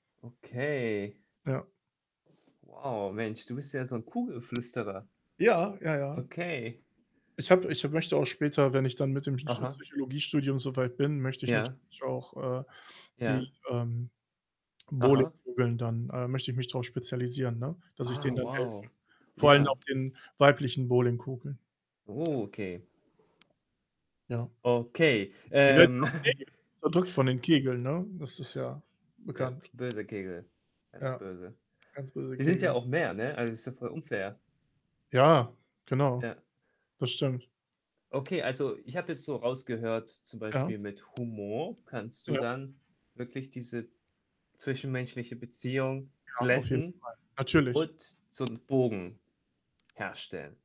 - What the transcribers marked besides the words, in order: static; tapping; other background noise; distorted speech; unintelligible speech; chuckle
- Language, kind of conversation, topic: German, unstructured, Welche Rolle spielt Humor in deinem Alltag?